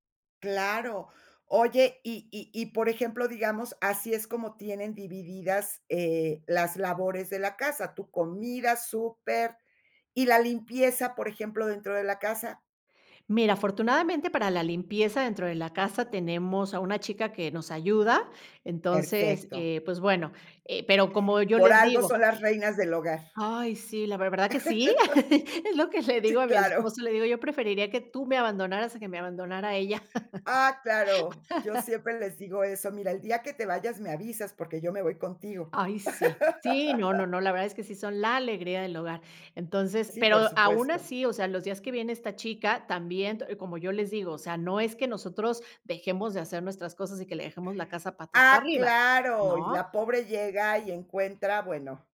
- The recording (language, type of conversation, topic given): Spanish, podcast, ¿Cómo se reparten las tareas del hogar entre los miembros de la familia?
- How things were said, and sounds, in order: laugh; laugh; laugh; stressed: "la"